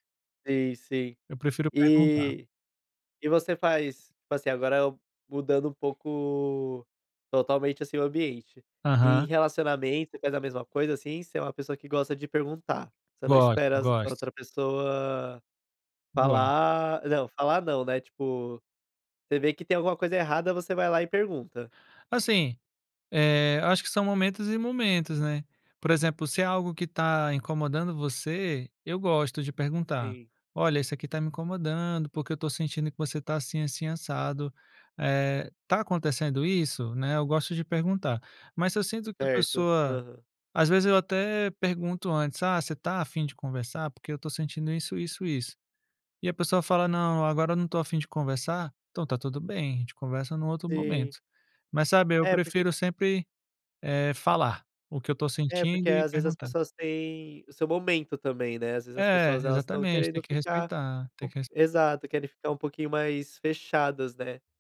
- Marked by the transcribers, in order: other noise
- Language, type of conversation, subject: Portuguese, podcast, Como criar uma boa conexão ao conversar com alguém que você acabou de conhecer?